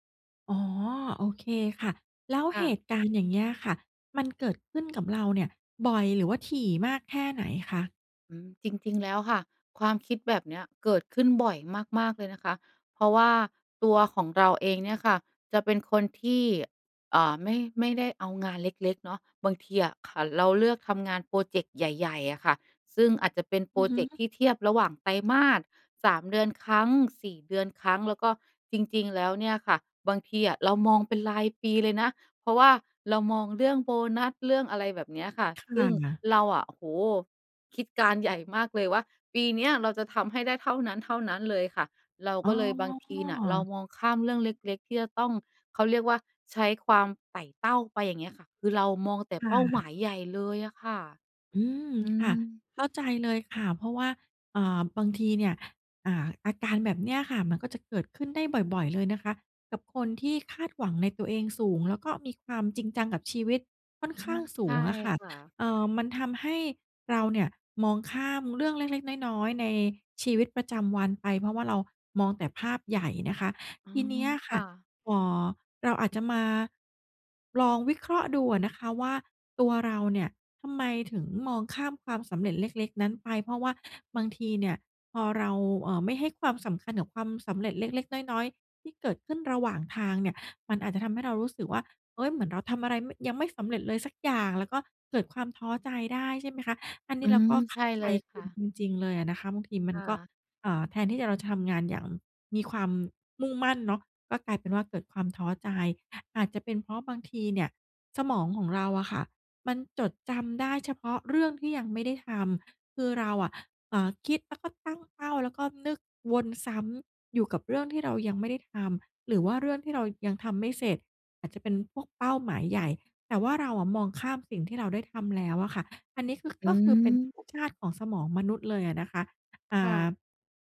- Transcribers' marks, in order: other background noise; tapping
- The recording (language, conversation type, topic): Thai, advice, ทำอย่างไรถึงจะไม่มองข้ามความสำเร็จเล็ก ๆ และไม่รู้สึกท้อกับเป้าหมายของตัวเอง?